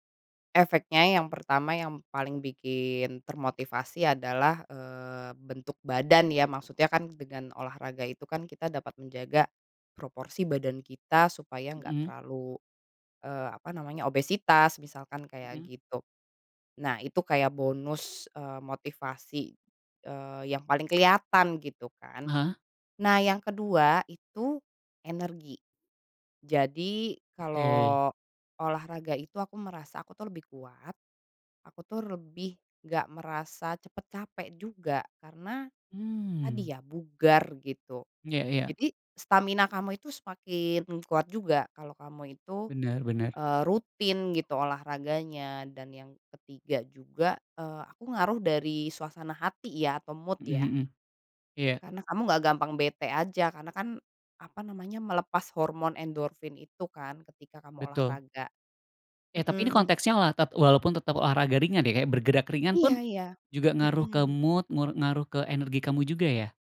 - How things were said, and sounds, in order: in English: "mood"; in English: "mood"
- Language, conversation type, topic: Indonesian, podcast, Bagaimana kamu tetap aktif tanpa olahraga berat?